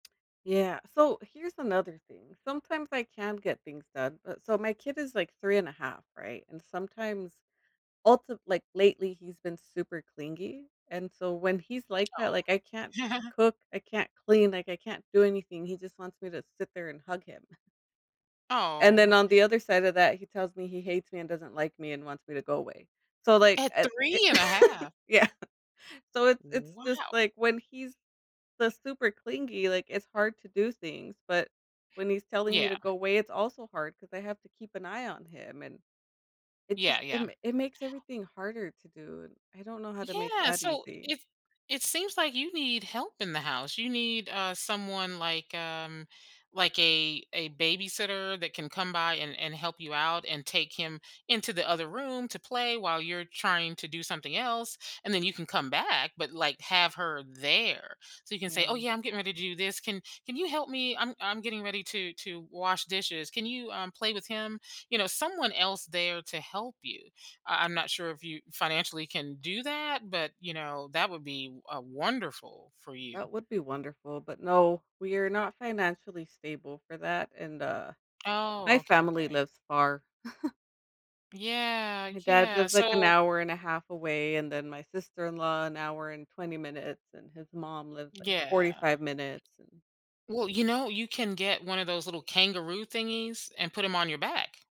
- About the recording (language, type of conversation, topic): English, advice, How can I balance work demands while making meaningful time for my family?
- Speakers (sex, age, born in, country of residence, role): female, 35-39, United States, United States, user; female, 50-54, United States, United States, advisor
- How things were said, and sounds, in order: tapping; laugh; chuckle; surprised: "At three and a half?"; laugh; laughing while speaking: "yeah"; chuckle; background speech